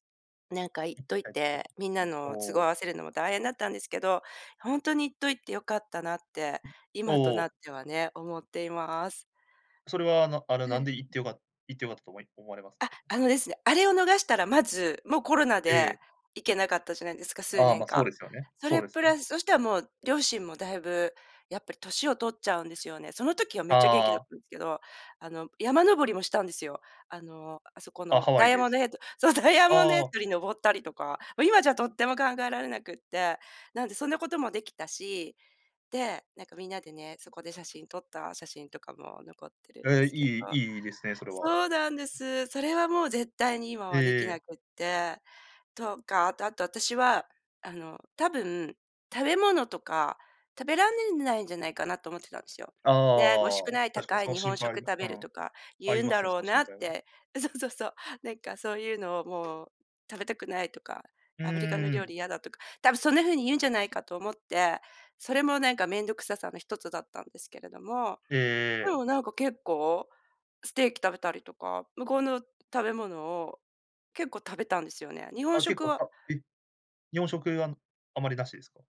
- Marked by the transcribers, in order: unintelligible speech; "食べられないん" said as "たべらんねんねないん"; tapping
- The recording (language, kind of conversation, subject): Japanese, podcast, 一番忘れられない旅の思い出は何ですか？